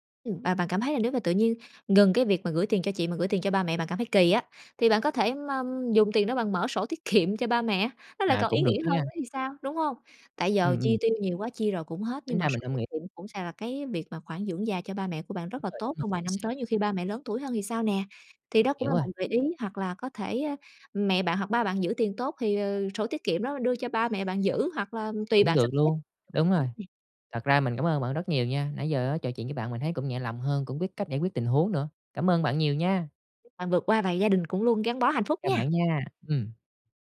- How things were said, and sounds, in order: laughing while speaking: "kiệm"; tapping; other background noise; unintelligible speech
- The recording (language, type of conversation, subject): Vietnamese, advice, Làm sao để nói chuyện khi xảy ra xung đột về tiền bạc trong gia đình?